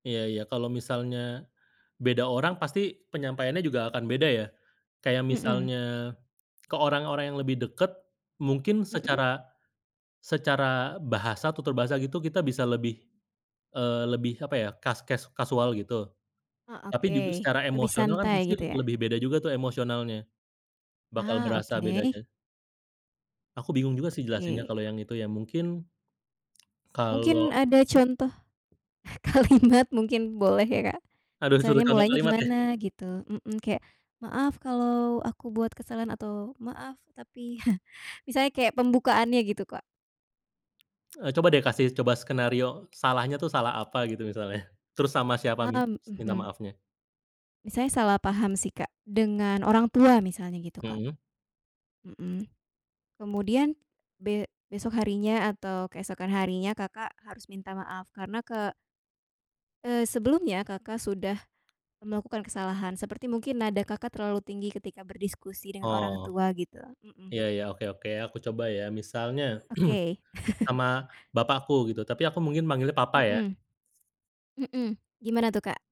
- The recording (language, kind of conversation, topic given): Indonesian, podcast, Bagaimana cara Anda meminta maaf dengan tulus?
- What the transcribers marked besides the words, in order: other background noise; "juga" said as "judu"; other noise; laughing while speaking: "kalimat"; chuckle; tapping; throat clearing; chuckle